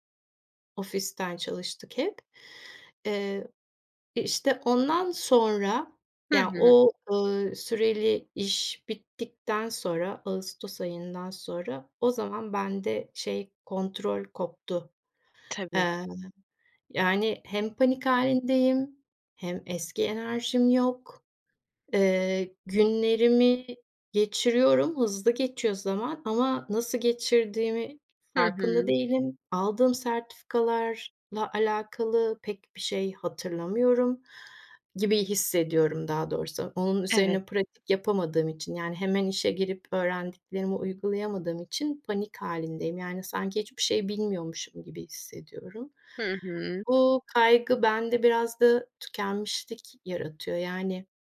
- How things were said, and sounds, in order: tapping
- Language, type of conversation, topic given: Turkish, advice, Uzun süreli tükenmişlikten sonra işe dönme kaygınızı nasıl yaşıyorsunuz?